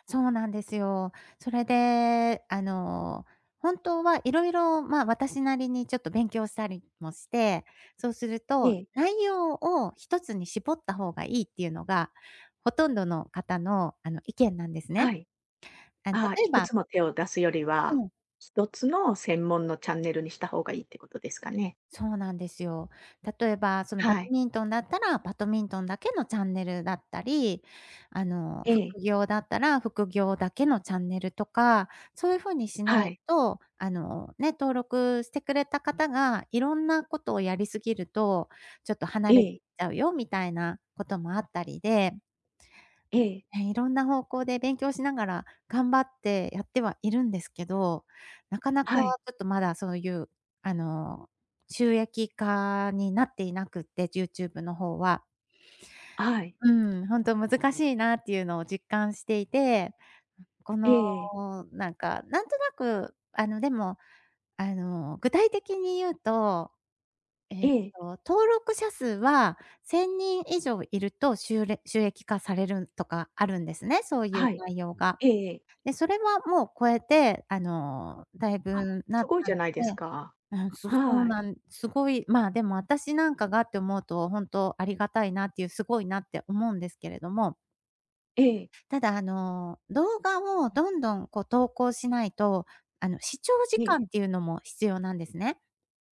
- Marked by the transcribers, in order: other background noise; "バドミントン" said as "ばとみんとん"; "バドミントン" said as "ばとみんとん"; "大分" said as "だいぶん"; unintelligible speech
- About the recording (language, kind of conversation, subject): Japanese, advice, 期待した売上が出ず、自分の能力に自信が持てません。どうすればいいですか？